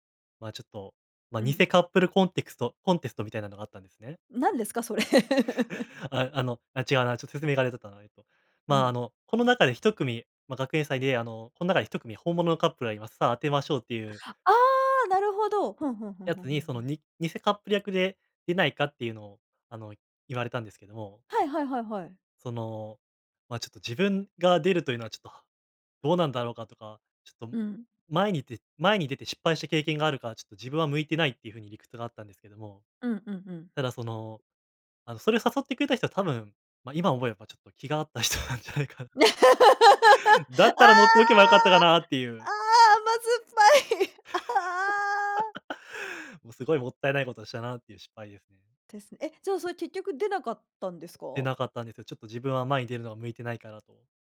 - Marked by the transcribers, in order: laugh; joyful: "ああ、なるほど"; other noise; tapping; laughing while speaking: "気が合った人なんじゃないかなって"; laugh; joyful: "ああ、甘酸っぱい、ああ"; anticipating: "だったら乗っておけば良かったかなっていう"; laugh
- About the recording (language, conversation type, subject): Japanese, podcast, 直感と理屈、どちらを信じますか？